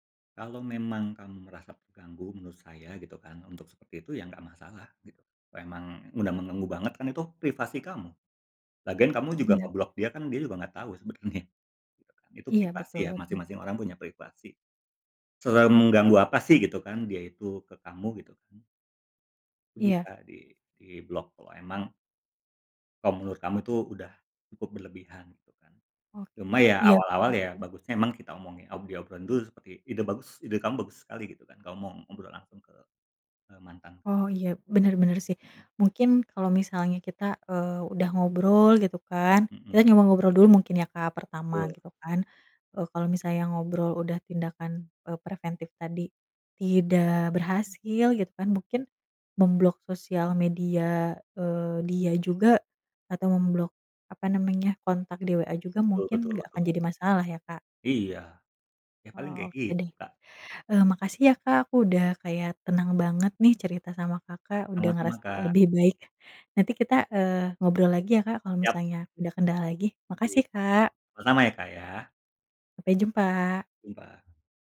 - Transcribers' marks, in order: none
- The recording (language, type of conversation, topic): Indonesian, advice, Bagaimana cara menetapkan batas dengan mantan yang masih sering menghubungi Anda?